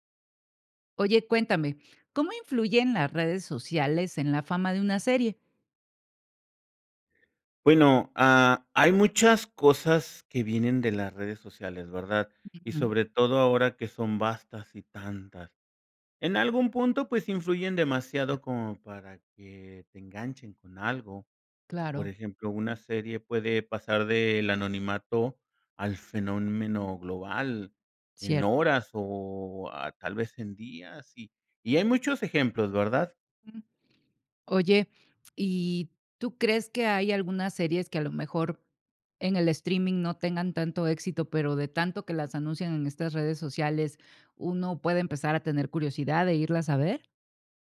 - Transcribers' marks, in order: none
- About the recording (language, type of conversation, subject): Spanish, podcast, ¿Cómo influyen las redes sociales en la popularidad de una serie?